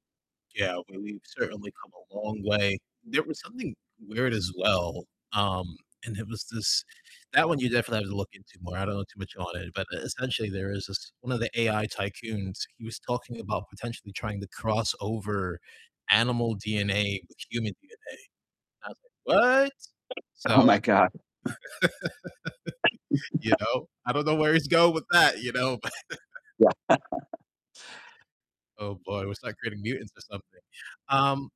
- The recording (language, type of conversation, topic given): English, unstructured, Why do people care about endangered animals?
- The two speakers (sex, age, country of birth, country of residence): male, 20-24, United States, United States; male, 40-44, United States, United States
- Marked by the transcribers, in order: distorted speech; other background noise; surprised: "What?"; laugh; chuckle; static; chuckle; tapping; laughing while speaking: "but"; laugh